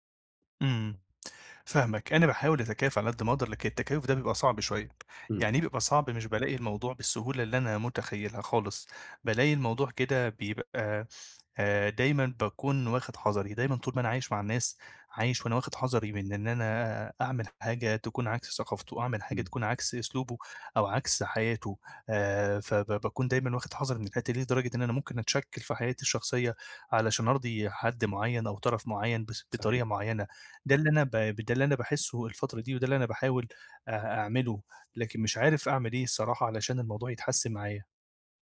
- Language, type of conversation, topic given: Arabic, advice, إزاي أقدر أحافظ على شخصيتي وأصالتي من غير ما أخسر صحابي وأنا بحاول أرضي الناس؟
- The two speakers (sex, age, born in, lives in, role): male, 20-24, Egypt, Egypt, advisor; male, 25-29, Egypt, Egypt, user
- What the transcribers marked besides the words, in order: other background noise; tapping